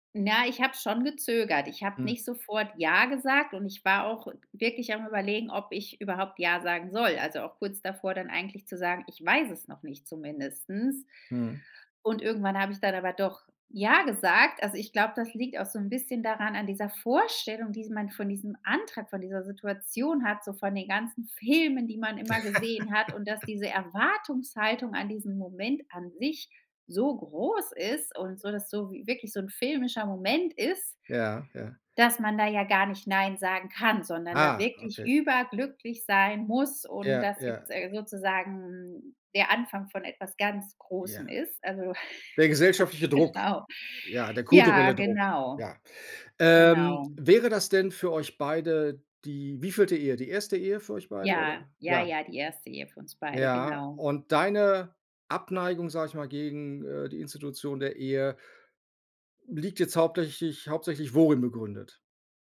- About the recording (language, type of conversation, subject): German, advice, Zweifel bei Heirat trotz langer Beziehung
- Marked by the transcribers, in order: "zumindest" said as "zumindestens"; laugh; stressed: "Filmen"; other background noise; stressed: "so groß"; stressed: "kann"; laugh; stressed: "worin"